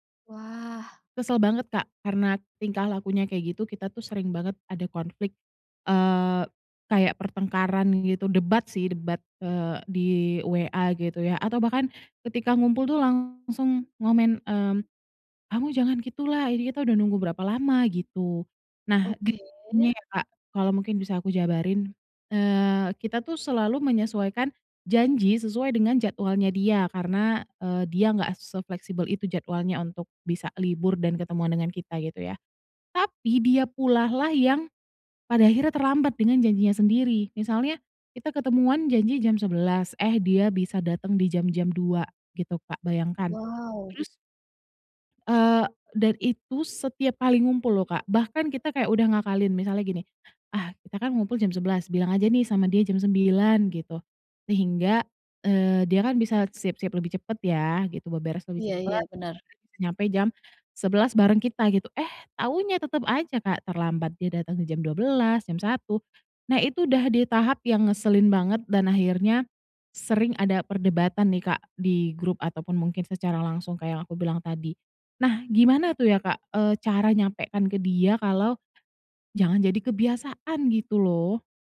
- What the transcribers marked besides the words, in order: unintelligible speech
- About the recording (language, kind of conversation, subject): Indonesian, advice, Bagaimana cara menyelesaikan konflik dengan teman yang sering terlambat atau tidak menepati janji?